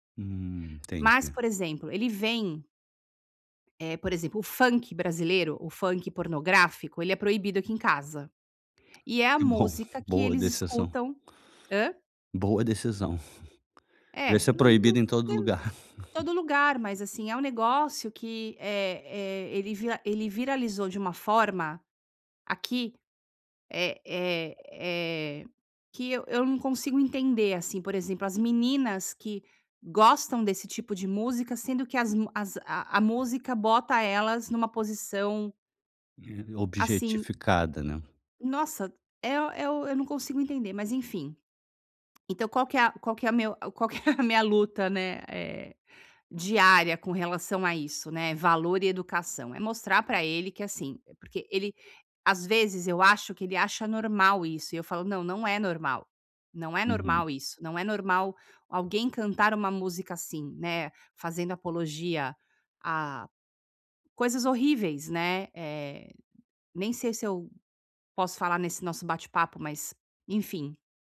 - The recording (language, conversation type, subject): Portuguese, advice, Como podemos lidar quando discordamos sobre educação e valores?
- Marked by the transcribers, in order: tapping; "decisão" said as "deceção"; chuckle; laughing while speaking: "que"